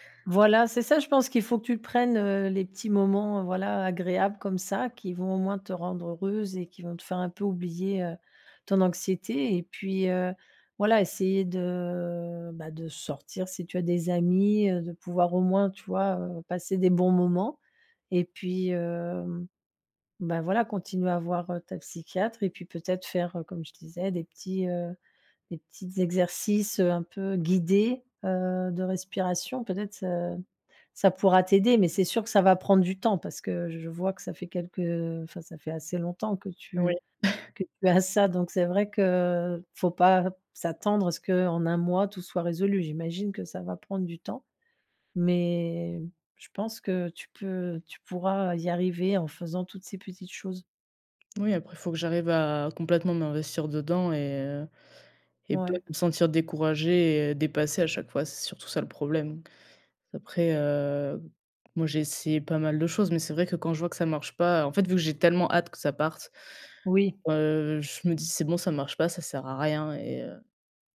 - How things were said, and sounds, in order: drawn out: "de"; chuckle; drawn out: "Mais"
- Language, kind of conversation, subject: French, advice, Comment puis-je apprendre à accepter l’anxiété ou la tristesse sans chercher à les fuir ?